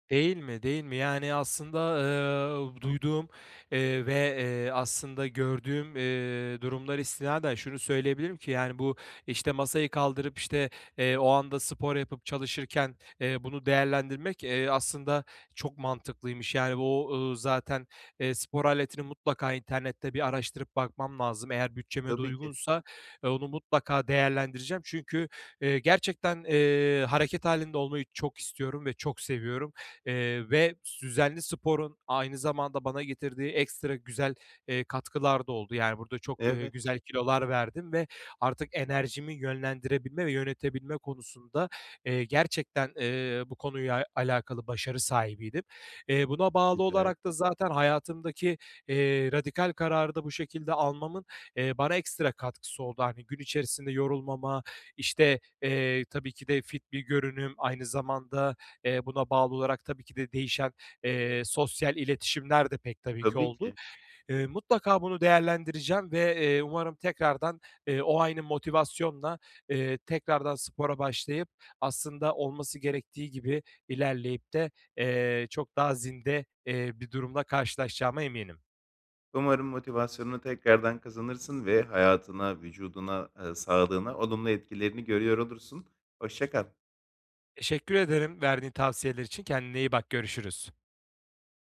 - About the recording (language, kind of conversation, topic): Turkish, advice, Motivasyon kaybı ve durgunluk
- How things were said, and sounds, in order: other background noise